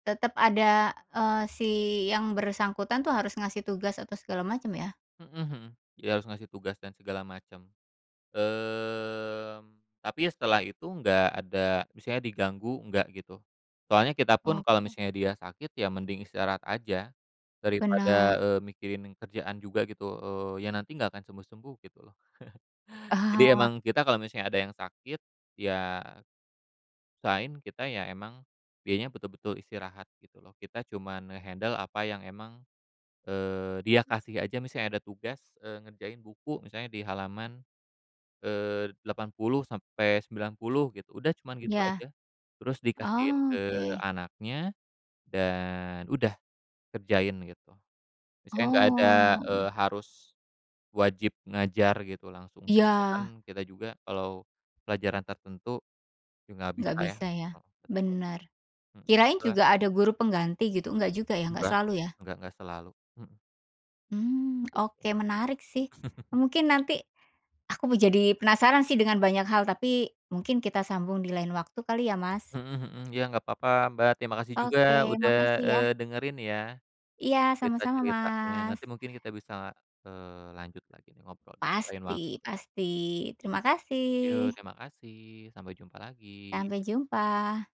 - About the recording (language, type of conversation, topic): Indonesian, podcast, Bagaimana tim kamu menjaga keseimbangan kerja dan kehidupan sehari-hari secara praktis?
- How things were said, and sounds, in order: other background noise; drawn out: "Mmm"; chuckle; in English: "nge-handle"; drawn out: "Oh"; chuckle